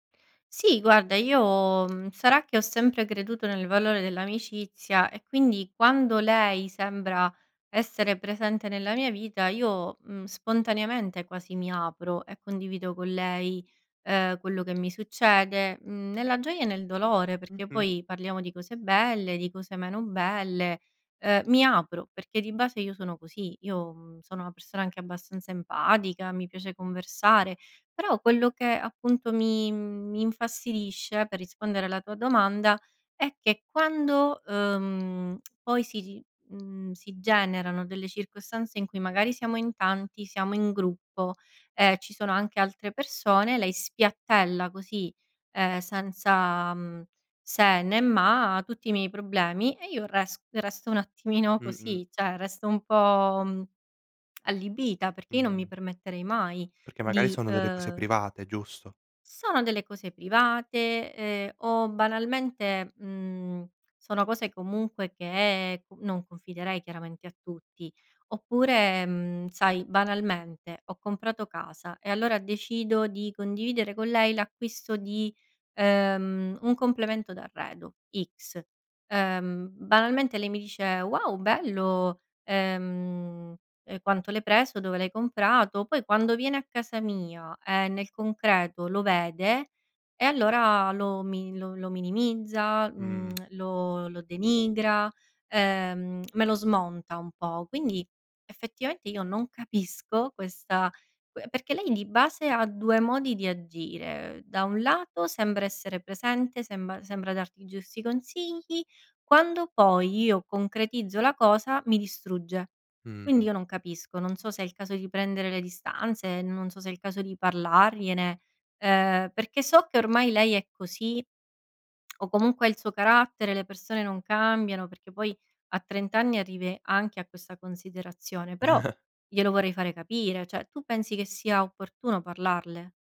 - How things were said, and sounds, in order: lip smack; "cioè" said as "ceh"; lip smack; lip smack; lip smack; chuckle; "Cioè" said as "ceh"
- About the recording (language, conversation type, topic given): Italian, advice, Come posso mettere dei limiti nelle relazioni con amici o familiari?